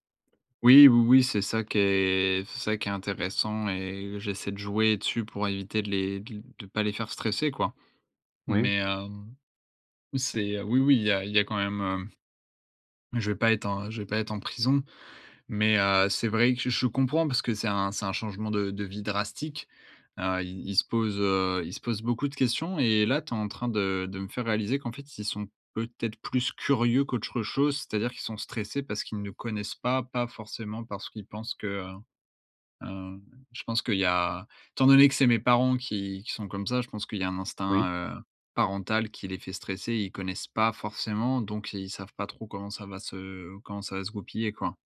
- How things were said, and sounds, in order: none
- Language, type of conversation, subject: French, advice, Comment gérer la pression de choisir une carrière stable plutôt que de suivre sa passion ?